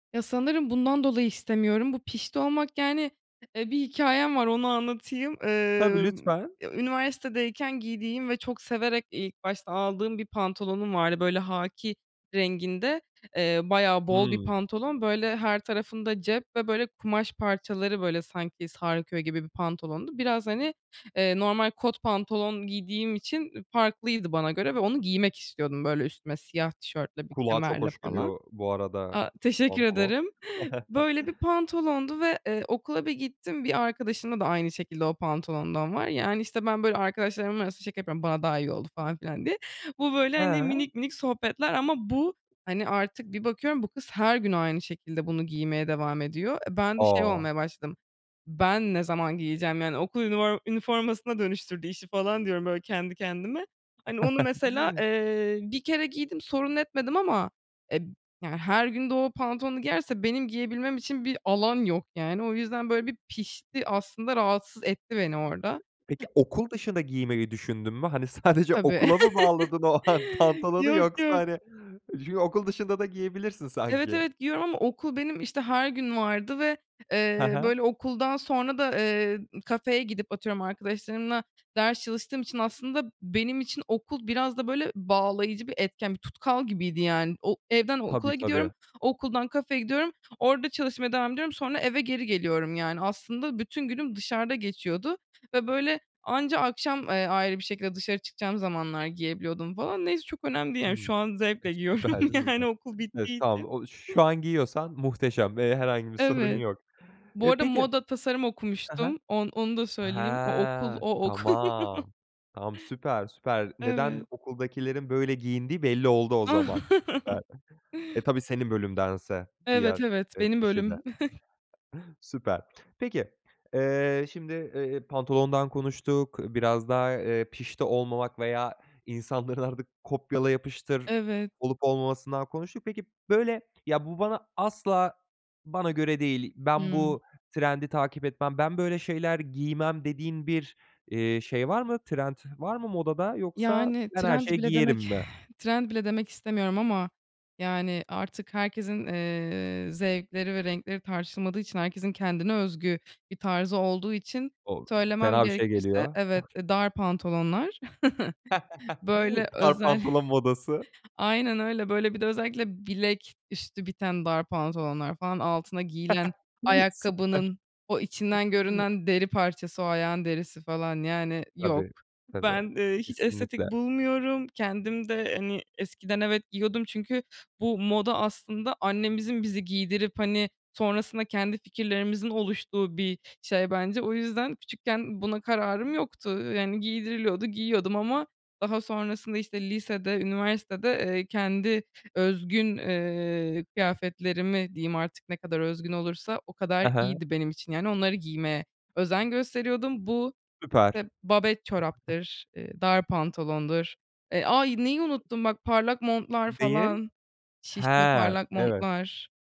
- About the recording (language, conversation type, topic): Turkish, podcast, Moda trendleri seni ne kadar etkiler?
- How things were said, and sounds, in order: chuckle; chuckle; other background noise; laughing while speaking: "sadece okula mı bağladın o an pantolonu yoksa, hani"; chuckle; laughing while speaking: "giyiyorum, yani"; chuckle; chuckle; chuckle; exhale; chuckle; laugh; laughing while speaking: "Süper"